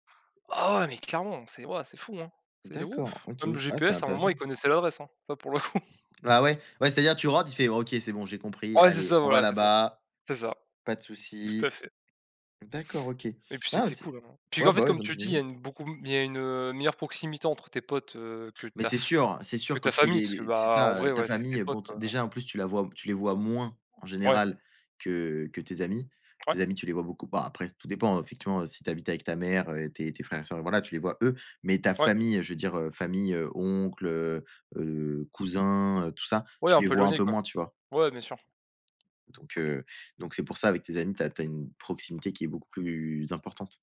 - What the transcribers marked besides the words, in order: laughing while speaking: "coup !"; tapping; stressed: "moins"; other background noise
- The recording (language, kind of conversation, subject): French, unstructured, Préférez-vous les soirées entre amis ou les moments en famille ?